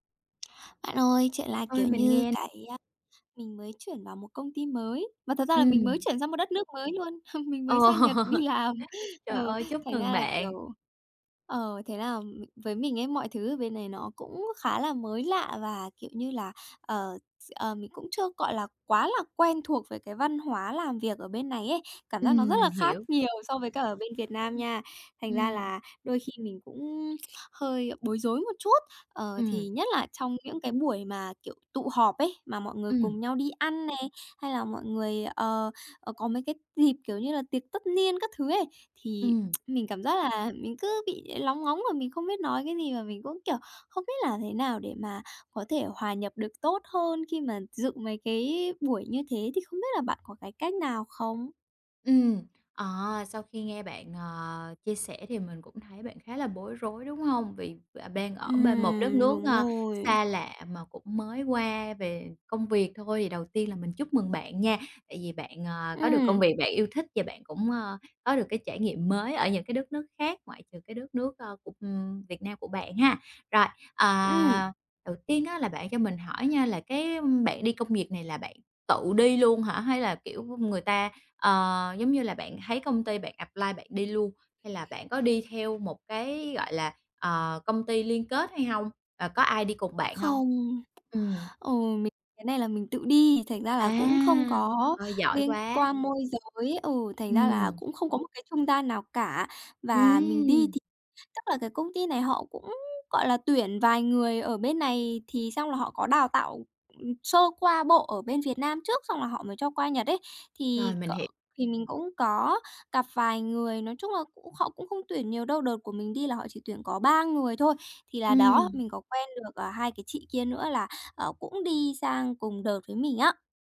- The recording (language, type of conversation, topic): Vietnamese, advice, Làm sao để tôi dễ hòa nhập hơn khi tham gia buổi gặp mặt?
- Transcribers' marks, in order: tapping; laughing while speaking: "Ờ"; laugh; chuckle; laughing while speaking: "làm"; other background noise; other noise; lip smack; in English: "apply"